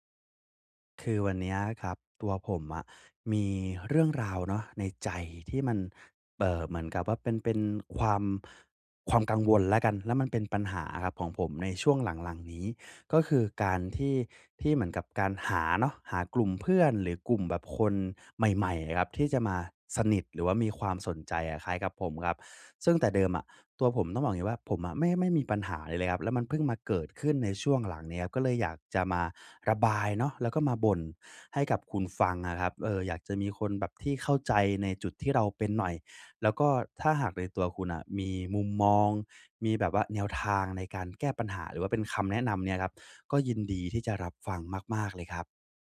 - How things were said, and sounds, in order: none
- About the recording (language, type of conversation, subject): Thai, advice, ฉันจะหาเพื่อนที่มีความสนใจคล้ายกันได้อย่างไรบ้าง?